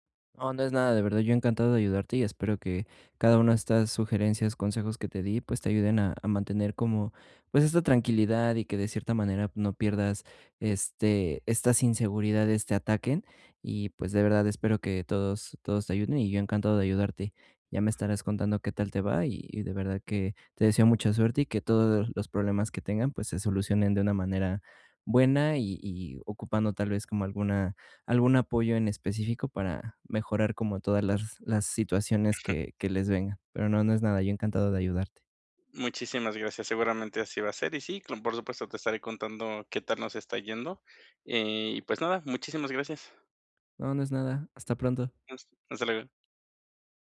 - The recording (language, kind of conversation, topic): Spanish, advice, ¿Cómo puedo expresar mis inseguridades sin generar más conflicto?
- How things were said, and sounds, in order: other background noise